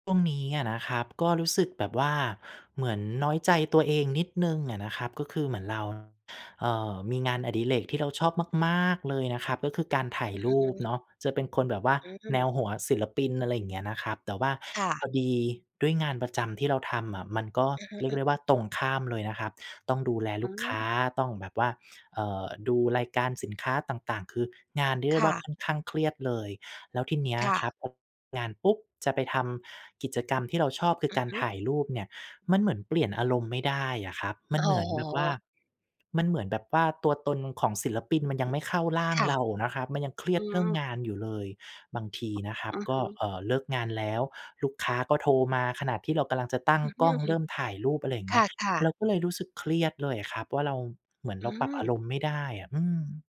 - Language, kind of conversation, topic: Thai, advice, จะสร้างนิสัยทำงานศิลป์อย่างสม่ำเสมอได้อย่างไรในเมื่อมีงานประจำรบกวน?
- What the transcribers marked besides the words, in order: other background noise